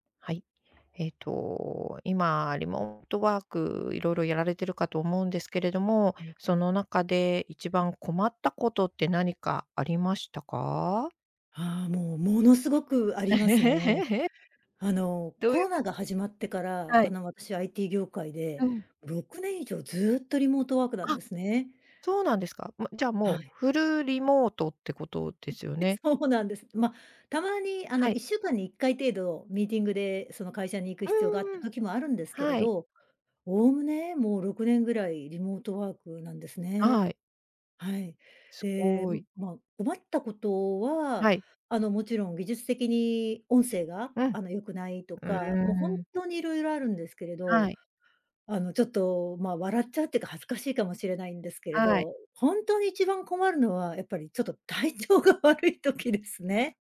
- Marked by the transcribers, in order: chuckle; laughing while speaking: "体調が悪い時ですね"
- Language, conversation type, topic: Japanese, podcast, リモートワークで一番困ったことは何でしたか？